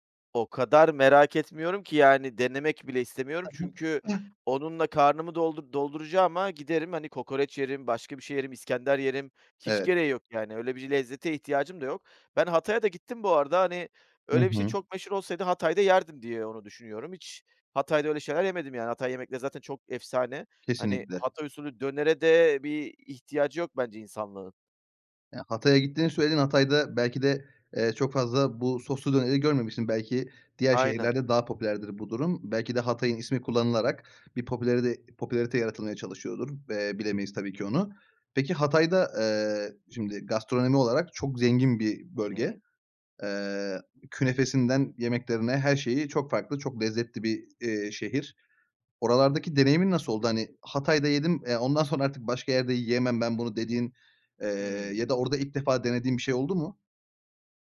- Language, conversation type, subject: Turkish, podcast, Çocukluğundaki en unutulmaz yemek anını anlatır mısın?
- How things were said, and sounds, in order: tapping; other background noise